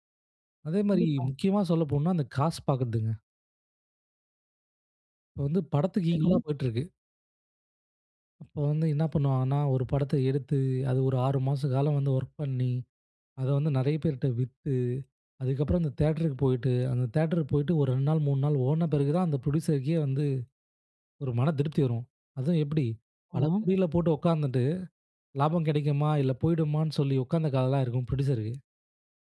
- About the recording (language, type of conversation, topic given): Tamil, podcast, சிறு கால வீடியோக்கள் முழுநீளத் திரைப்படங்களை மிஞ்சி வருகிறதா?
- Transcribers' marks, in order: in English: "ஈக்வோலா"; in English: "ஒர்க்"; in English: "தியேட்டருக்கு"; in English: "ப்ரொடியூசருக்கே"; in English: "ப்ரொடியூசருக்கு"; other noise